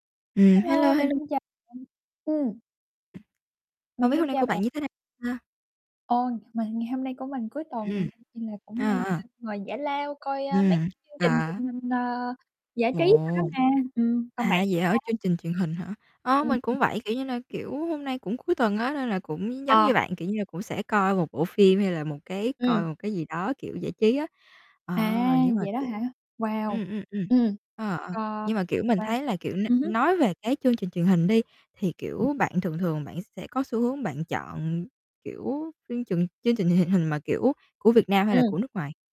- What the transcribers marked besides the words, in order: tapping; distorted speech; static
- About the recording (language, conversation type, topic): Vietnamese, unstructured, Bạn thích xem chương trình truyền hình nào nhất?